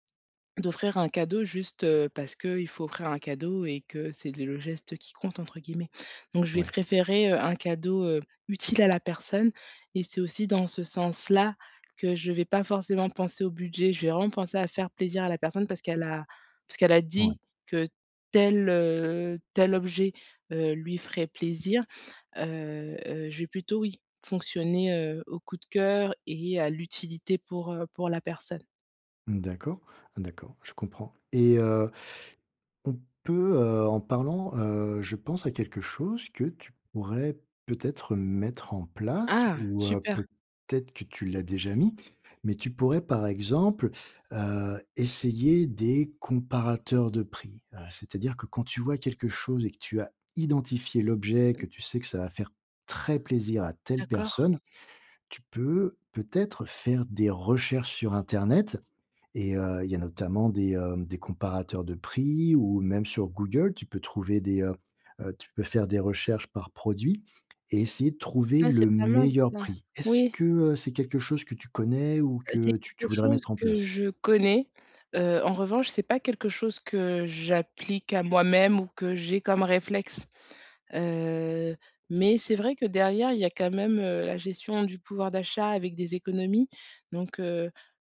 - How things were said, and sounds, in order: tapping; stressed: "très"
- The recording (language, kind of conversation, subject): French, advice, Comment faire des achats intelligents avec un budget limité ?